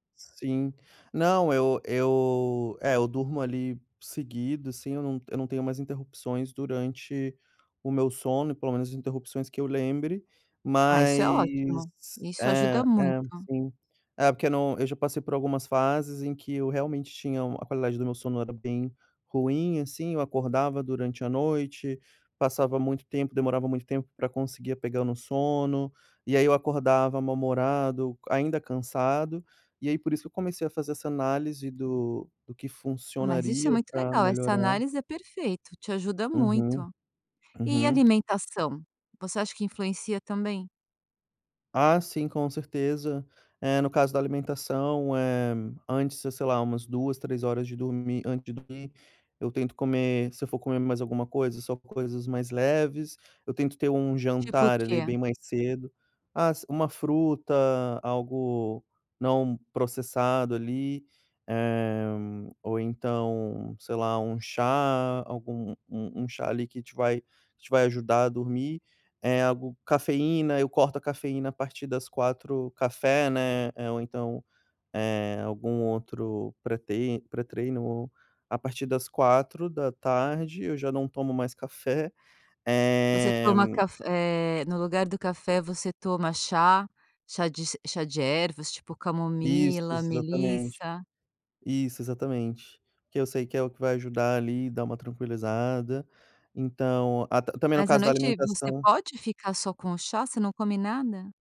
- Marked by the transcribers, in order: tapping
- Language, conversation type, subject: Portuguese, podcast, Como você cuida do seu sono hoje em dia?